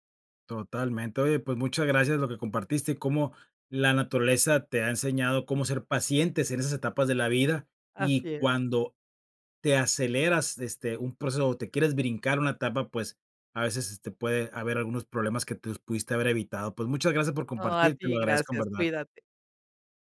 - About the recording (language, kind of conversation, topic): Spanish, podcast, Oye, ¿qué te ha enseñado la naturaleza sobre la paciencia?
- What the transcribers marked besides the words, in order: other noise